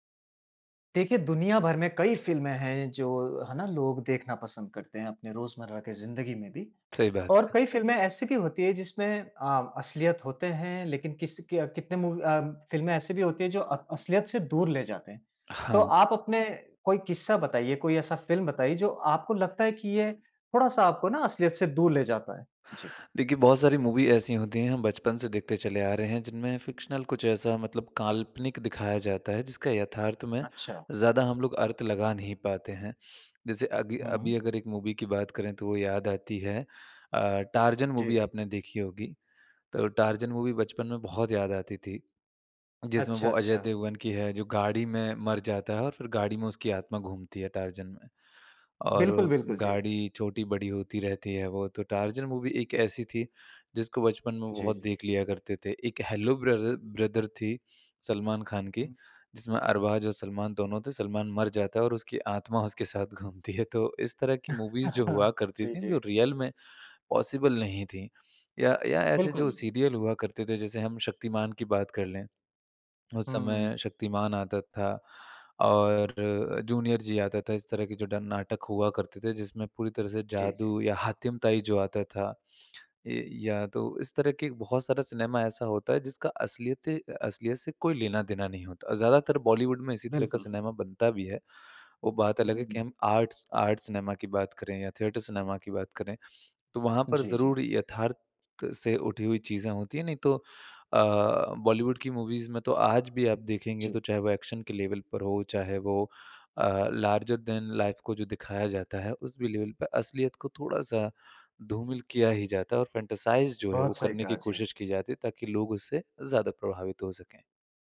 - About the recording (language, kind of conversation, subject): Hindi, podcast, किस फिल्म ने आपको असल ज़िंदगी से कुछ देर के लिए भूलाकर अपनी दुनिया में खो जाने पर मजबूर किया?
- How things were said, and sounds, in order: in English: "मूवी"; in English: "मूवी"; in English: "फ़िक्शनल"; in English: "मूवी"; in English: "मूवी"; in English: "मूवी"; in English: "मूवी"; laughing while speaking: "घूमती है"; chuckle; in English: "मूवीज़"; in English: "रियल"; in English: "पॉसिबल"; in English: "सीरियल"; in English: "आर्ट्स आर्ट्"; in English: "मूवीज़"; in English: "एक्शन"; in English: "लेवल"; in English: "लार्जर दैन लाइफ़"; in English: "लेवल"; in English: "फ़ैंटसाइज़"